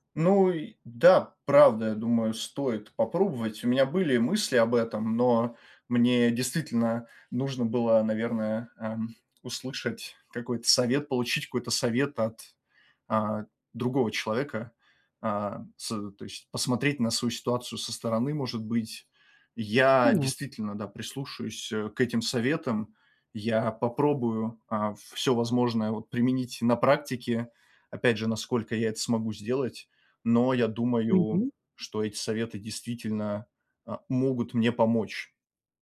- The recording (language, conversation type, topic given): Russian, advice, Как перестать корить себя за отдых и перерывы?
- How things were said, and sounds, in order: none